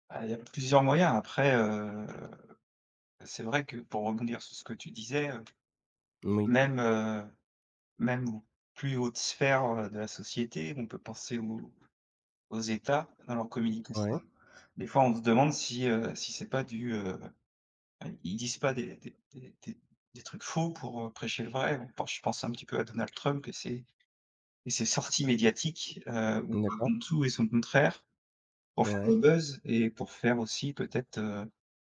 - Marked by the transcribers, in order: drawn out: "heu"; tapping; other background noise
- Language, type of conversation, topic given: French, podcast, Comment vérifier rapidement si une information est vraie ?